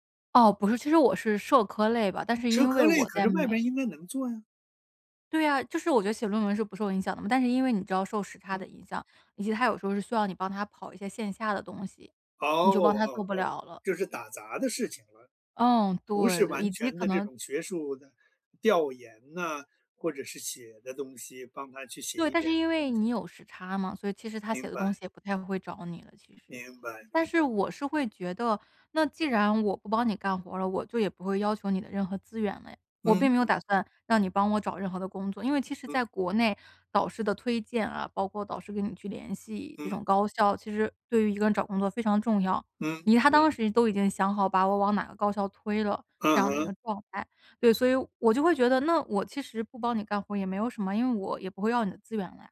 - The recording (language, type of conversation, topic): Chinese, podcast, 当导师和你意见不合时，你会如何处理？
- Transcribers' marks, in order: none